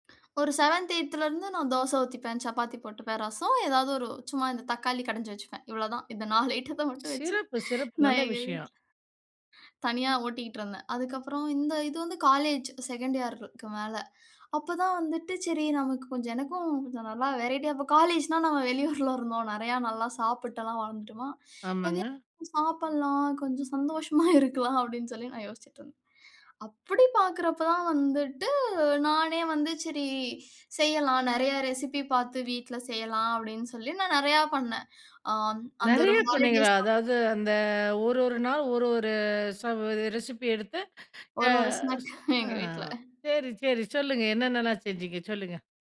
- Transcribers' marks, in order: in English: "செவென்த், எய்ட்த்லருந்து"; laughing while speaking: "நாலு ஐட்டத்த மட்டும் வச்சு நான் எங்க வீட்ல"; in English: "செகண்ட் இயர்க்கு"; in English: "வெரைட்டியா"; laughing while speaking: "நம்ம வெளியூர்ல இருந்தோம்"; laughing while speaking: "சந்தோஷமா இருக்கலாம்"; in English: "ரெசிபி"; in English: "ஹாலிடேஸ்"; unintelligible speech; in English: "ரெசிபி"; in English: "ஸ்நாக்"; laughing while speaking: "எங்க வீட்ல"
- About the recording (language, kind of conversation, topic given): Tamil, podcast, சமையல் அல்லது அடுப்பில் சுட்டுப் பொரியல் செய்வதை மீண்டும் ஒரு பொழுதுபோக்காகத் தொடங்க வேண்டும் என்று உங்களுக்கு எப்படி எண்ணம் வந்தது?